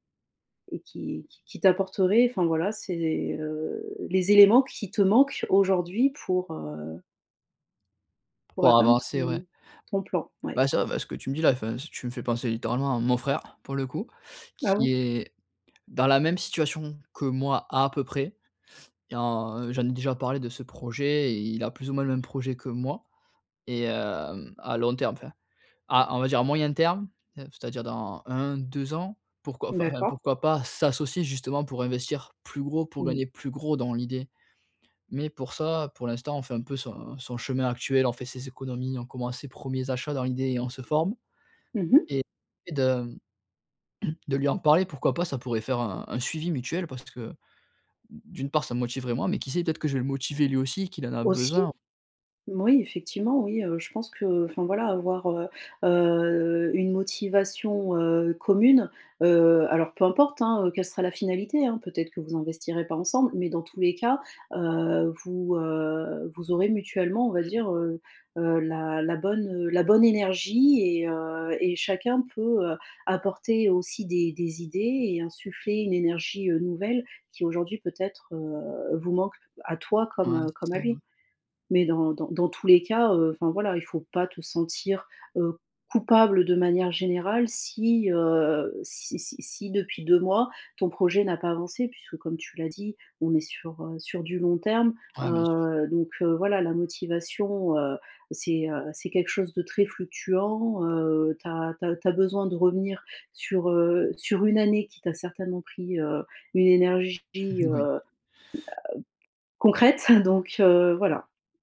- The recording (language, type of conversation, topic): French, advice, Pourquoi est-ce que je me sens coupable après avoir manqué des sessions créatives ?
- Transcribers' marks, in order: tapping; other background noise; chuckle